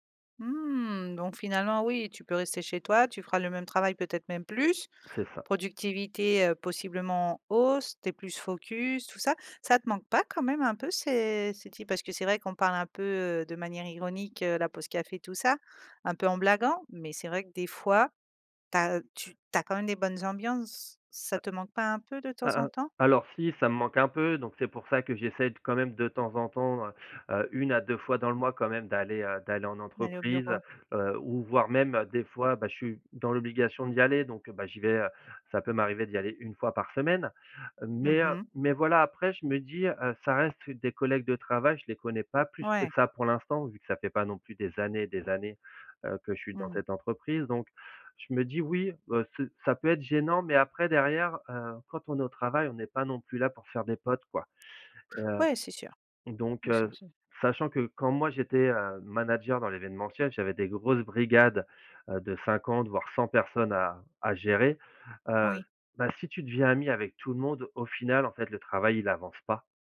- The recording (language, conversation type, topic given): French, podcast, Comment concilier le travail et la vie de couple sans s’épuiser ?
- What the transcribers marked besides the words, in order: tapping